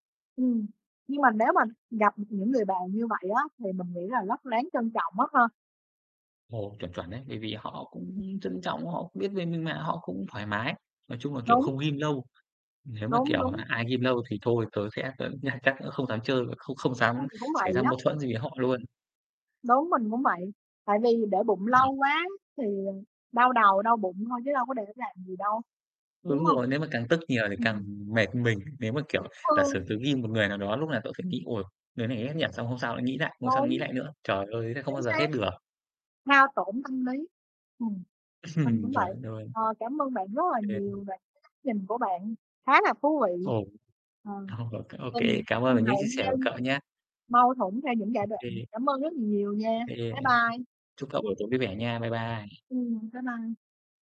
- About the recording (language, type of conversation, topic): Vietnamese, unstructured, Bạn thường làm gì khi xảy ra mâu thuẫn với bạn bè?
- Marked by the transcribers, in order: tapping; distorted speech; other background noise; unintelligible speech; chuckle; unintelligible speech; laughing while speaking: "ồ"; unintelligible speech